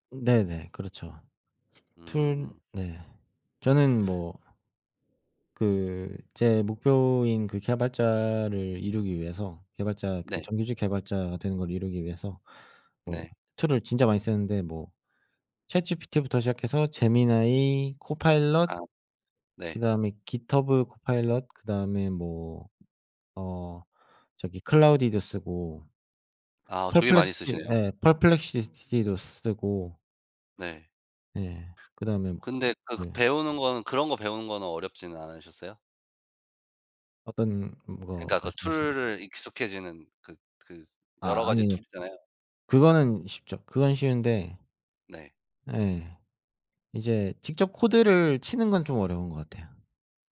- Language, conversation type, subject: Korean, unstructured, 당신이 이루고 싶은 가장 큰 목표는 무엇인가요?
- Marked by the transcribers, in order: other background noise